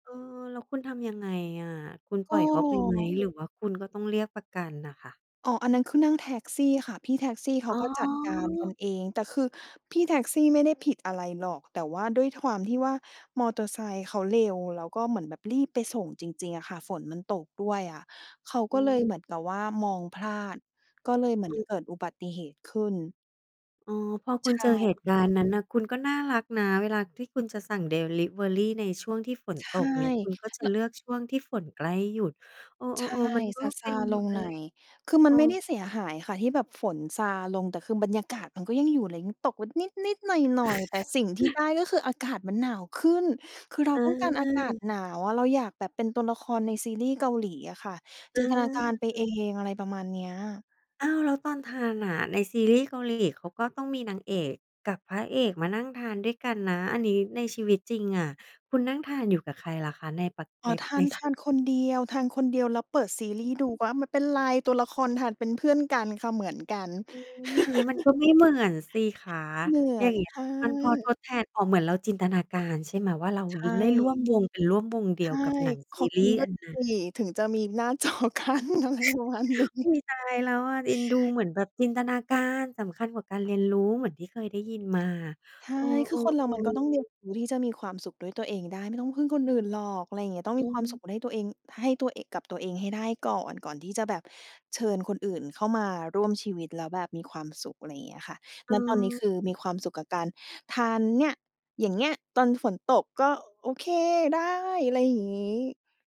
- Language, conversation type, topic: Thai, podcast, ช่วงฝนตกคุณชอบกินอะไรเพื่อให้รู้สึกสบายใจ?
- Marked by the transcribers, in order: other background noise; drawn out: "อ๋อ"; tapping; laugh; unintelligible speech; laugh; laughing while speaking: "จอกั้น อะไรประมาณนี้"; chuckle